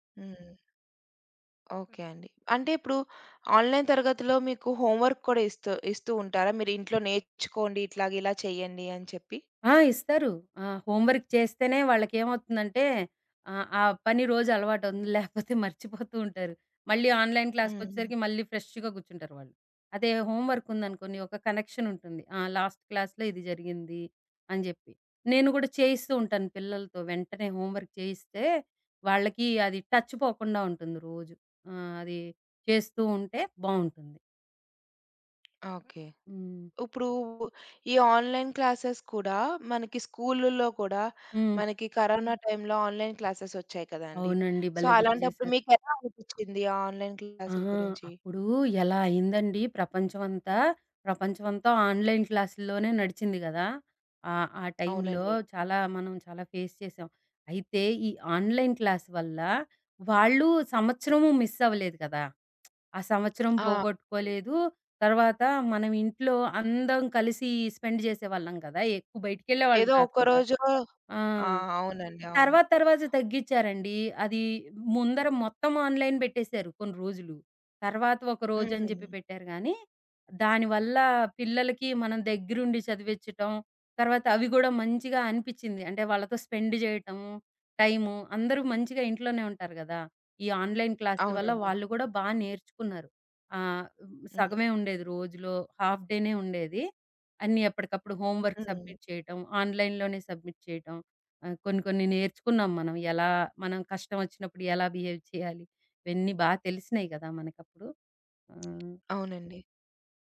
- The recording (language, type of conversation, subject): Telugu, podcast, ఆన్‌లైన్ తరగతులు మీకు ఎలా అనుభవమయ్యాయి?
- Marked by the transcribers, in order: in English: "ఆన్‌లైన్"; in English: "హోంవర్క్"; in English: "హోంవర్క్"; in English: "ఆన్‌లైన్"; in English: "ఫ్రెష్‌గా"; in English: "హోంవర్క్"; in English: "లాస్ట్ క్లాస్‌లో"; in English: "హోంవర్క్"; in English: "టచ్"; tapping; in English: "ఆన్‌లైన్ క్లాసెస్"; in English: "ఆన్‌లైన్"; in English: "సో"; in English: "ఆన్‌లైన్"; in English: "ఆన్‌లైన్"; in English: "ఫేస్"; in English: "ఆన్‌లైన్ క్లాస్"; in English: "మిస్"; lip smack; other background noise; in English: "స్పెండ్"; in English: "ఆన్‌లైన్"; in English: "ఆన్‌లైన్"; in English: "హాఫ్ డేనే"; in English: "హోమ్‌వర్క్స్ సబ్మిట్"; in English: "ఆన్‌లైన్‌లోనే సబ్మిట్"; in English: "బిహేవ్"